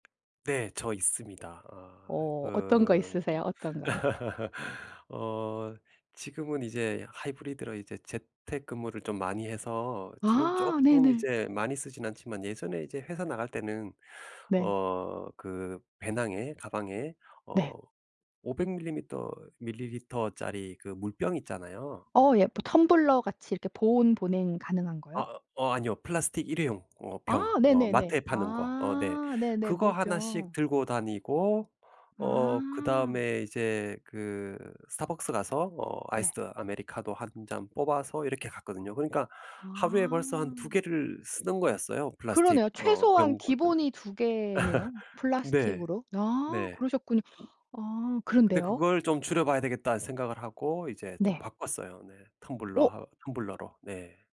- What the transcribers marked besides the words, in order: tapping; laugh; other background noise; unintelligible speech; chuckle
- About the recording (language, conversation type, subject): Korean, podcast, 요즘 집에서 실천하고 있는 친환경 습관에는 어떤 것들이 있나요?